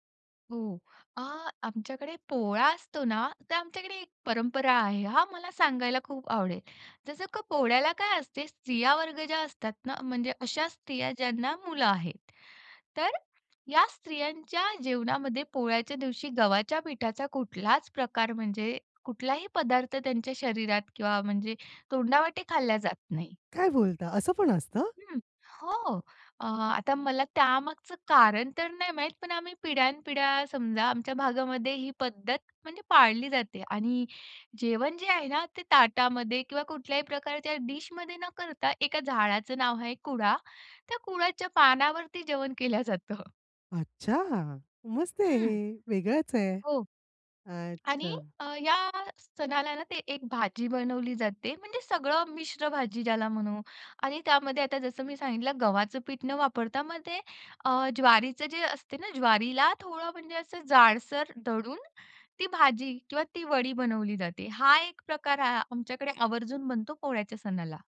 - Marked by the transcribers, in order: laughing while speaking: "केल्या जातं"
- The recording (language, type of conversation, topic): Marathi, podcast, विशेष सणांमध्ये कोणते अन्न आवर्जून बनवले जाते आणि त्यामागचे कारण काय असते?